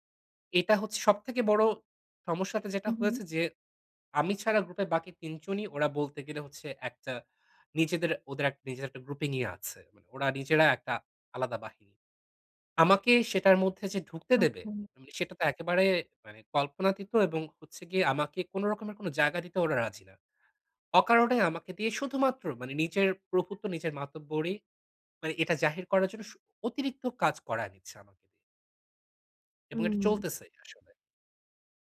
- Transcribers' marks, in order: none
- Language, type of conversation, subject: Bengali, advice, আমি কীভাবে দলগত চাপের কাছে নতি না স্বীকার করে নিজের সীমা নির্ধারণ করতে পারি?